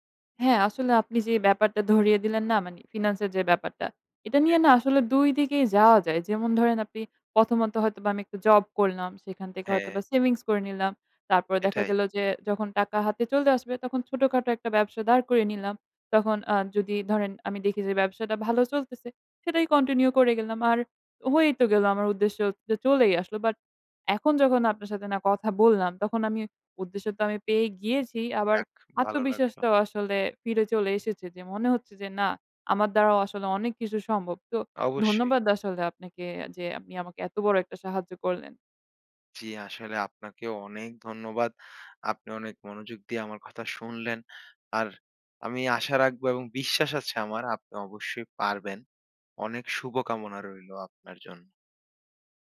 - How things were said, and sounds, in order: in English: "savings"; in English: "continue"; trusting: "আমি আশা রাখব এবং বিশ্বাস আছে আমার। আপনি অবশ্যই পারবেন"
- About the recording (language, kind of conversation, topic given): Bengali, advice, জীবনে স্থায়ী লক্ষ্য না পেয়ে কেন উদ্দেশ্যহীনতা অনুভব করছেন?